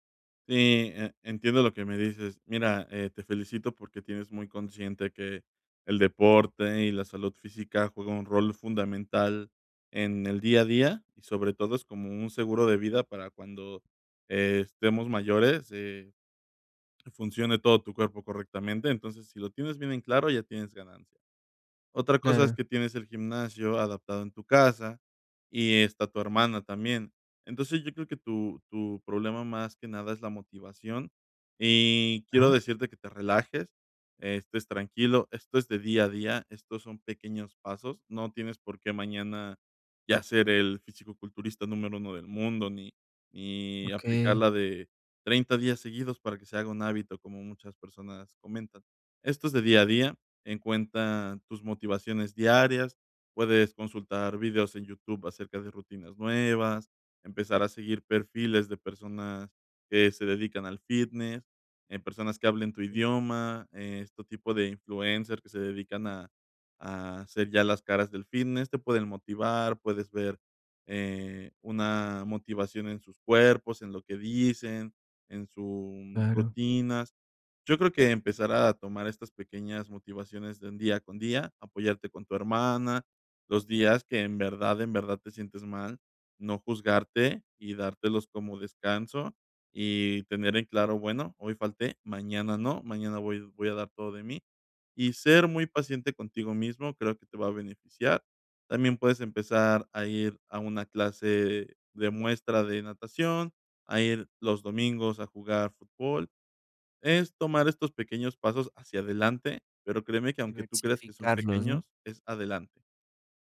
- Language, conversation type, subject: Spanish, advice, ¿Qué te dificulta empezar una rutina diaria de ejercicio?
- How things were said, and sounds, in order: other background noise